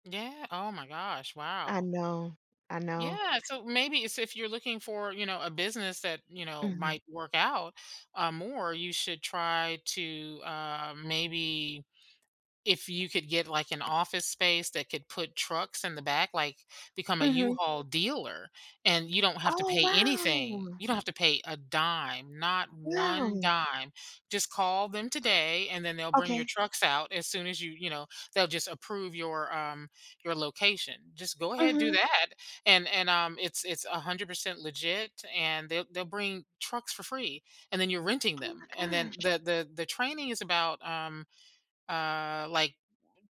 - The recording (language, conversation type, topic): English, advice, How can I get my contributions recognized at work?
- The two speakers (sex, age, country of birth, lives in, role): female, 35-39, United States, United States, user; female, 50-54, United States, United States, advisor
- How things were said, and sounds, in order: other background noise; tapping